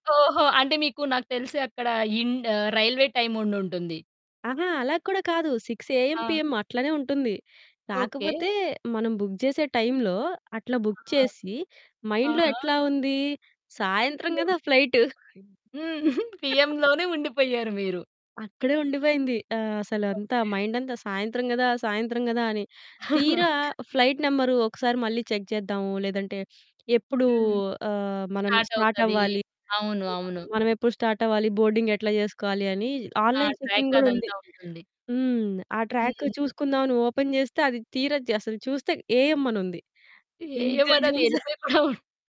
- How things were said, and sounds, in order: in English: "రైల్వే టైమ్"; in English: "సిక్స్ ఏఎం, పీఎం"; in English: "బుక్"; distorted speech; in English: "బుక్"; in English: "మైండ్‌లో"; in English: "పీఎం"; in English: "ఫ్లైట్"; giggle; in English: "పీఎంలోనే"; chuckle; in English: "మైండ్"; chuckle; in English: "ఫ్లైట్ నెంబర్"; in English: "చెక్"; sniff; other background noise; in English: "స్టార్ట్"; in English: "స్టార్ట్"; other noise; in English: "స్టార్ట్"; in English: "బోర్డింగ్"; in English: "ఆన్‌లైన్ చెకింగ్"; in English: "ట్రాక్"; in English: "ట్రాక్"; in English: "ఓపెన్"; in English: "ఏఎం"; in English: "ఏఎం"; giggle
- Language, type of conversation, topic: Telugu, podcast, ప్రయాణంలో మీ విమానం తప్పిపోయిన అనుభవాన్ని చెప్పగలరా?